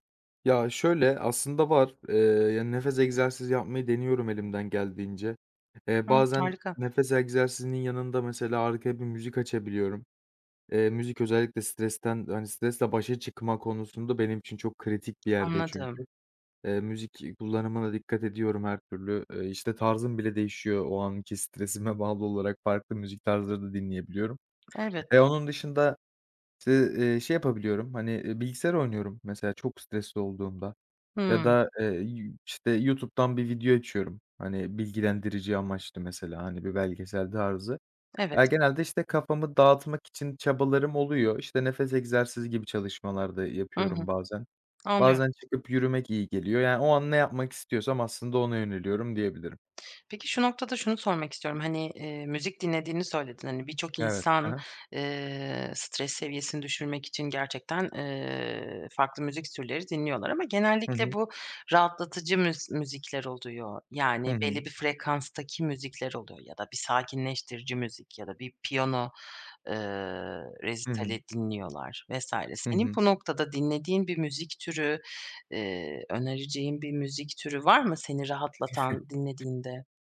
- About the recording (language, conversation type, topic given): Turkish, podcast, Stres sonrası toparlanmak için hangi yöntemleri kullanırsın?
- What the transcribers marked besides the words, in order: other background noise; tapping; other noise; chuckle